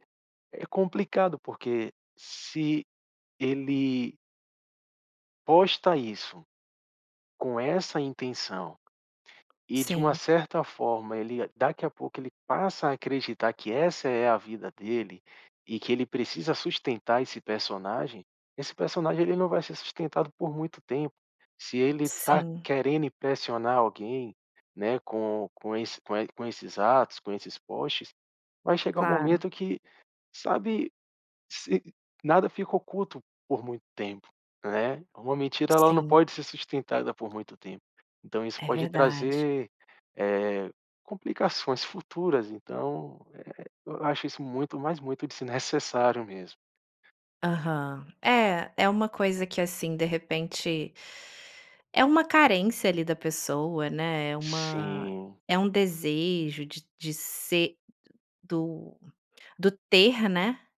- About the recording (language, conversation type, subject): Portuguese, podcast, As redes sociais ajudam a descobrir quem você é ou criam uma identidade falsa?
- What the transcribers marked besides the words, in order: tapping